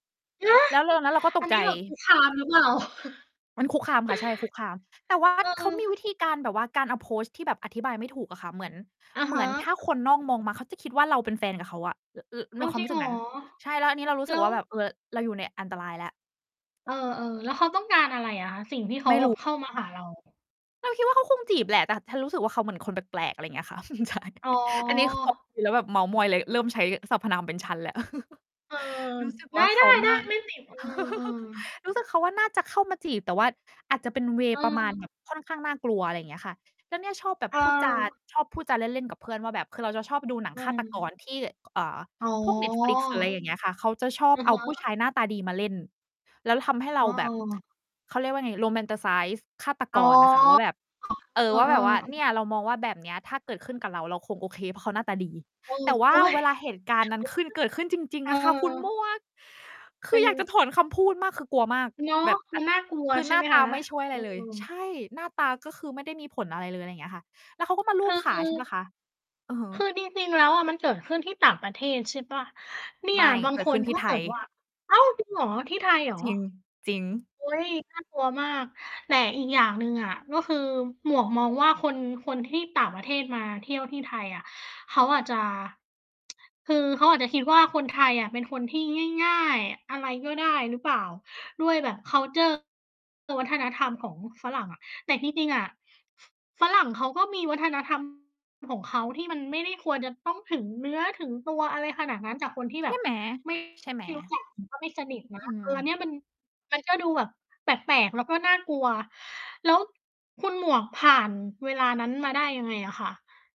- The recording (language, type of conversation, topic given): Thai, unstructured, คุณเคยมีประสบการณ์แปลก ๆ ระหว่างการเดินทางไหม?
- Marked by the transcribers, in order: stressed: "ฮะ"; chuckle; mechanical hum; in English: "approach"; chuckle; laughing while speaking: "ใช่"; distorted speech; chuckle; in English: "เวย์"; tsk; in English: "Romanticize"; unintelligible speech; tsk; in English: "คัลเชอร์"; other noise; stressed: "ใช่ไหม"